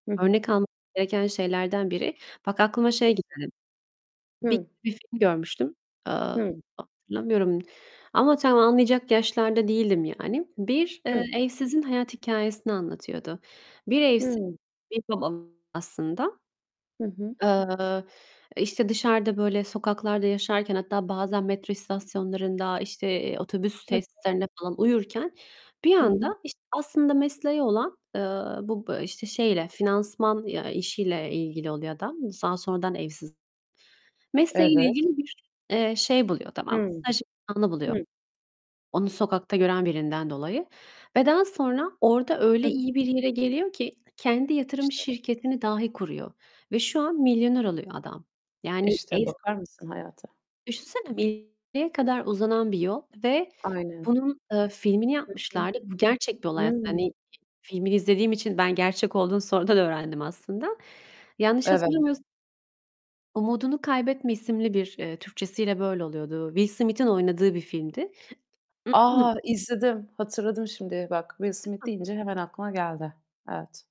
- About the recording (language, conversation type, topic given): Turkish, unstructured, Sokakta yaşayan insanların durumu hakkında ne düşünüyorsunuz?
- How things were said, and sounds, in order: distorted speech; unintelligible speech; other background noise; tapping; static; unintelligible speech; laughing while speaking: "sonradan öğrendim"; throat clearing; unintelligible speech